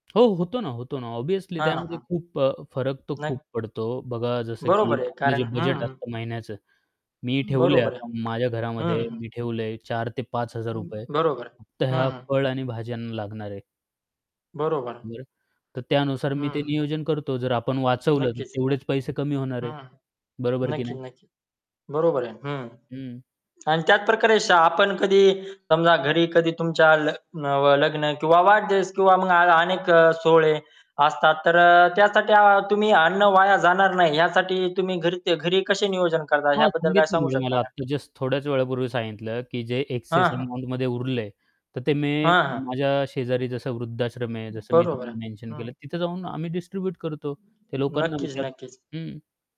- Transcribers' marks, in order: static; tapping; in English: "ऑब्वियसली"; other background noise; other noise; distorted speech; "मी" said as "मे"
- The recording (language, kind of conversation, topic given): Marathi, podcast, अन्न वाया जाणं टाळण्यासाठी तुम्ही कोणते उपाय करता?